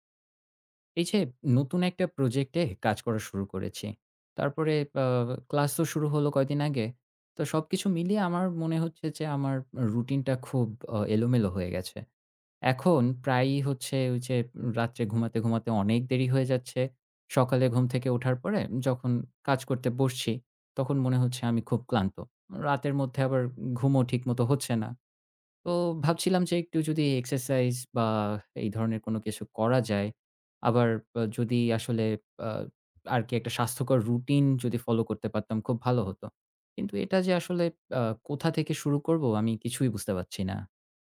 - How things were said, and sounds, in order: tapping
- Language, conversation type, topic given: Bengali, advice, স্বাস্থ্যকর রুটিন শুরু করার জন্য আমার অনুপ্রেরণা কেন কম?